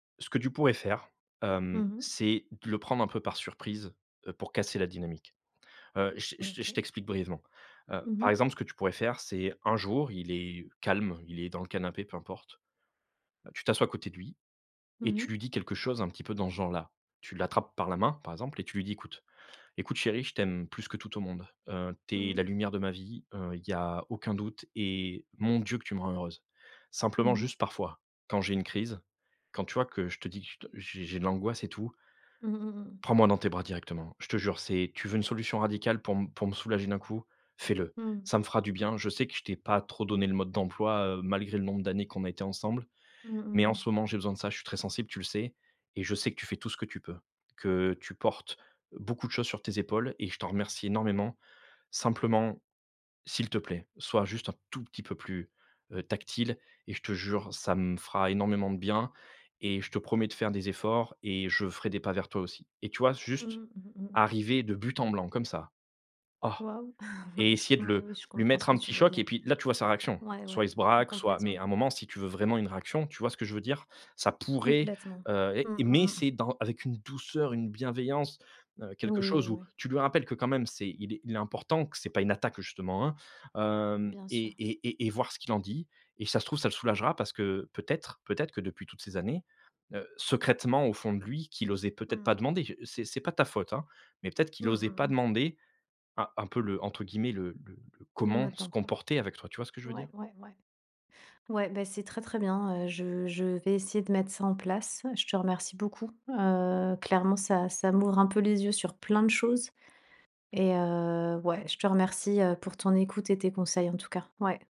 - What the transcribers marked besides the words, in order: chuckle; stressed: "secrètement"; stressed: "plein"
- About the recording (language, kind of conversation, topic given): French, advice, Comment résoudre une dispute récurrente liée à la communication et à l’incompréhension émotionnelle ?